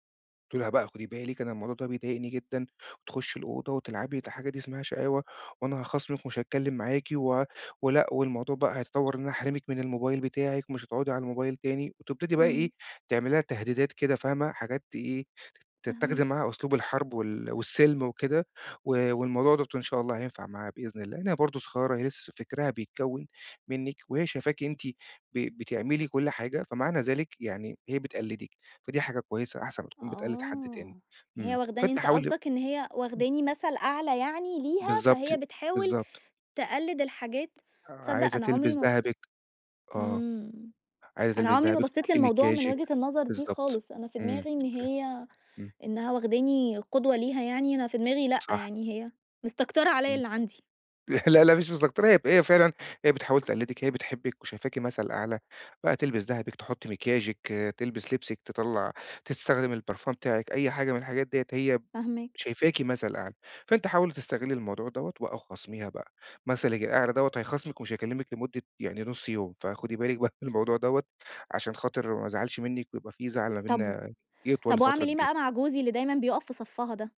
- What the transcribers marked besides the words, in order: tapping; laughing while speaking: "لا، لا، مش مستكترة"; laughing while speaking: "بقى"
- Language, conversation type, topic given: Arabic, advice, إزاي أقدر أحط حدود شخصية واضحة وأحافظ على خصوصية علاقتي جوه البيت؟